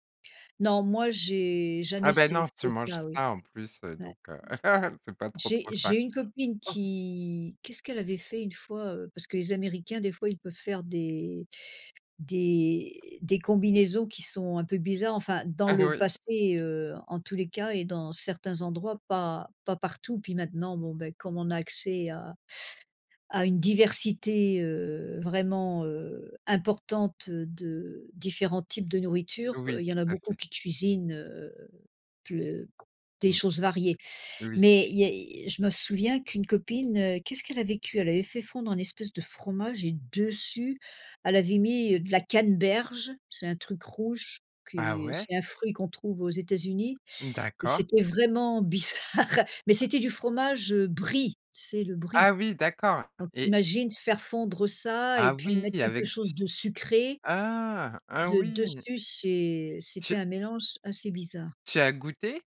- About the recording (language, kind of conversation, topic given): French, podcast, Comment utilises-tu les restes pour inventer quelque chose de nouveau ?
- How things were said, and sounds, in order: other background noise; drawn out: "qui"; chuckle; laughing while speaking: "Ah oui"; stressed: "dessus"; laughing while speaking: "bizarre"; stressed: "oui"